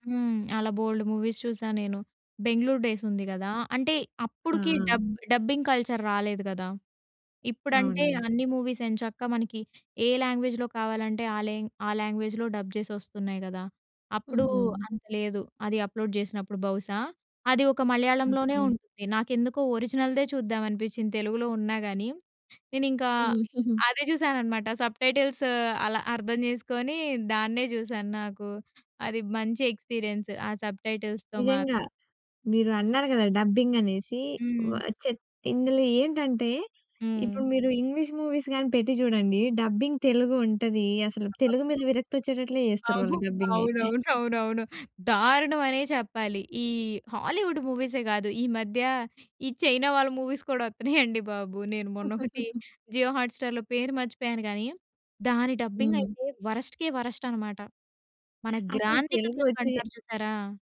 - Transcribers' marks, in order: in English: "మూవీస్"; in English: "డబ్ డబ్బింగ్ కల్చర్"; in English: "మూవీస్"; in English: "లాంగ్వేజ్‍లో"; in English: "లాంగ్వేజ్‍లో డబ్"; in English: "అప్లోడ్"; in English: "సబ్‌టైటిల్స్"; in English: "ఎక్స్‌పీరియన్స్"; in English: "సబ్‌టైటిల్స్‌తో"; in English: "డబ్బింగ్"; in English: "మూవీస్"; in English: "డబ్బింగ్"; unintelligible speech; laughing while speaking: "అవునవునవునవును"; in English: "డబ్బింగ్"; other background noise; in English: "హాలీవుడ్"; in English: "మూవీస్"; giggle; in English: "జియో హాట్‌స్టార్‌లో"; chuckle; in English: "డబ్బింగ్"
- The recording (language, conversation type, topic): Telugu, podcast, స్ట్రీమింగ్ వేదికలు ప్రాచుర్యంలోకి వచ్చిన తర్వాత టెలివిజన్ రూపం ఎలా మారింది?